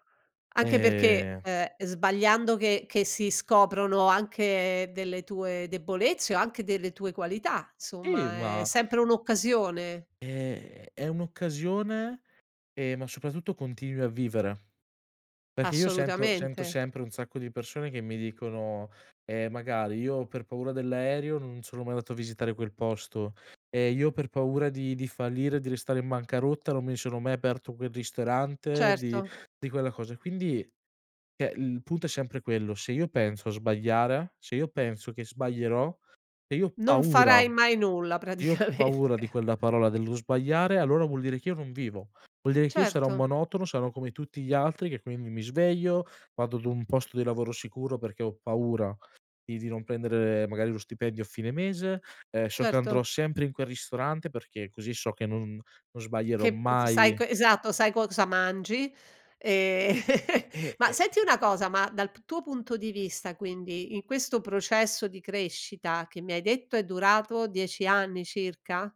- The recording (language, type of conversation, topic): Italian, podcast, Come affronti la paura di sbagliare una scelta?
- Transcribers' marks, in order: "cioè" said as "ceh"; laughing while speaking: "praticamente"; laugh